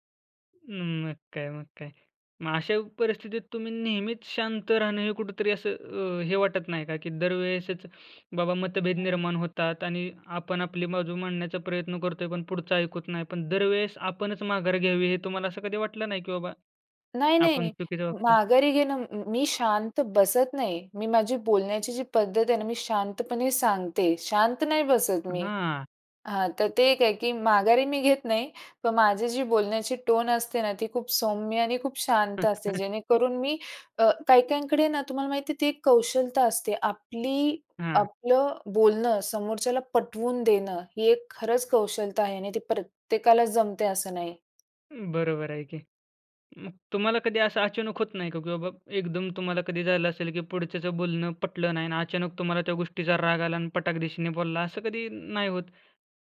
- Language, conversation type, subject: Marathi, podcast, एकत्र काम करताना मतभेद आल्यास तुम्ही काय करता?
- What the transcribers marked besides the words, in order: other background noise; chuckle